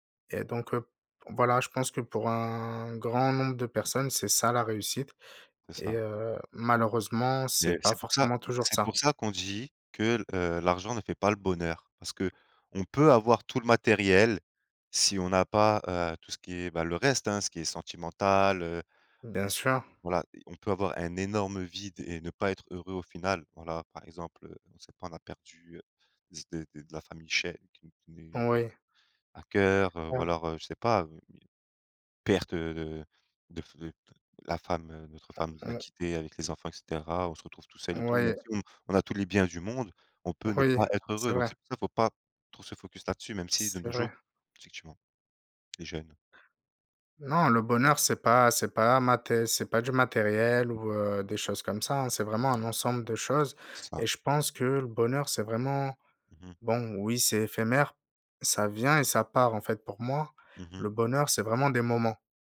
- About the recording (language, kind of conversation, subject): French, unstructured, Qu’est-ce que réussir signifie pour toi ?
- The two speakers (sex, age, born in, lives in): male, 30-34, France, France; male, 30-34, France, France
- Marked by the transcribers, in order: tapping; unintelligible speech